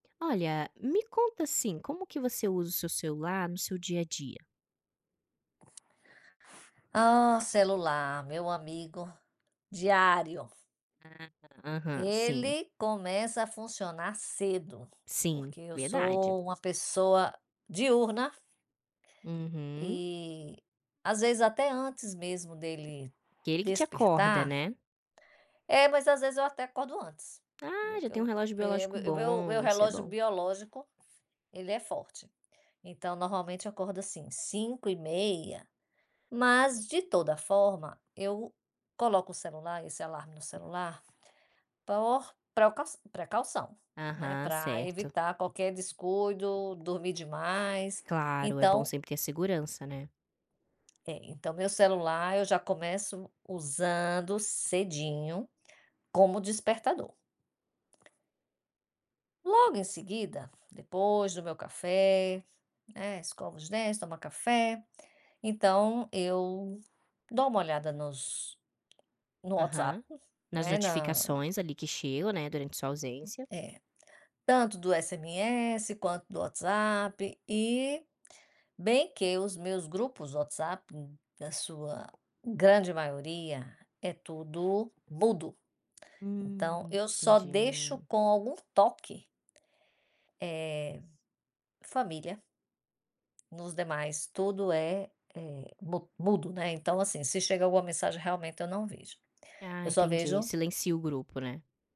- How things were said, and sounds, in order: other background noise; tapping; unintelligible speech
- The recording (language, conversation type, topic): Portuguese, podcast, Como você usa o celular no seu dia a dia?